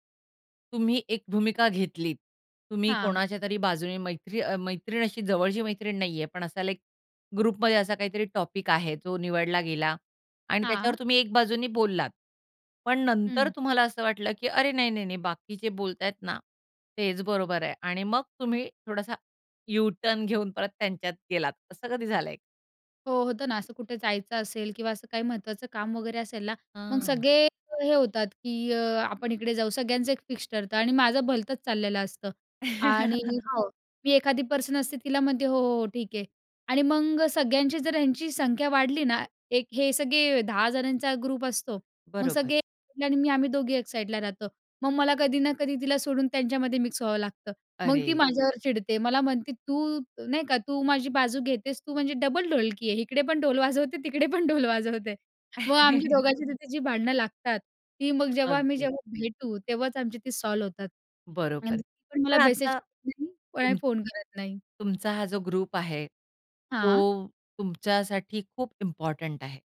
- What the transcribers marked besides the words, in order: in English: "लाइक ग्रुपमध्ये"; in English: "टॉपिक"; in English: "यूटर्न"; in English: "फिक्स"; chuckle; in English: "पर्सनल"; in English: "ग्रुप"; in English: "साईडला"; in English: "मिक्स"; in English: "डबल"; laughing while speaking: "इकडे पण ढोल वाजवते, तिकडे पण ढोल वाजवते"; chuckle; in English: "सॉल्व"; in English: "ग्रुप"; in English: "इम्पोर्टंट"
- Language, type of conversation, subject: Marathi, podcast, ग्रुप चॅटमध्ये तुम्ही कोणती भूमिका घेतता?